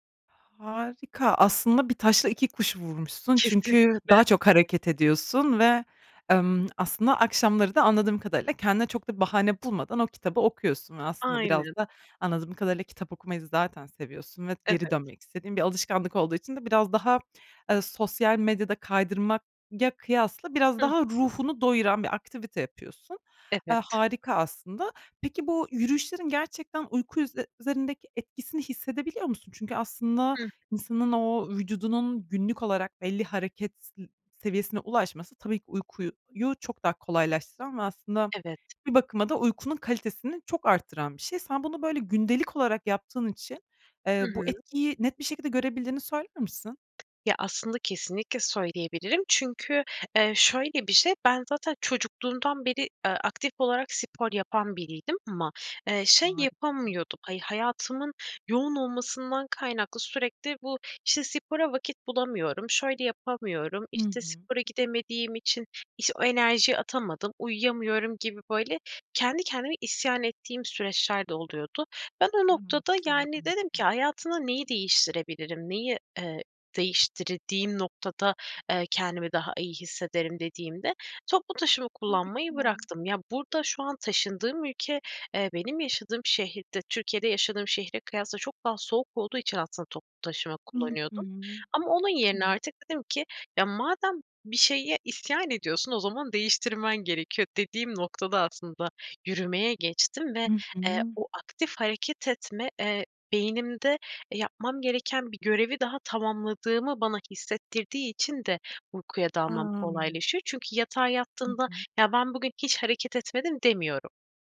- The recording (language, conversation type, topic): Turkish, podcast, Uyku düzenini iyileştirmek için neler yapıyorsunuz, tavsiye verebilir misiniz?
- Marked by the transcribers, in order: tapping; other background noise; other noise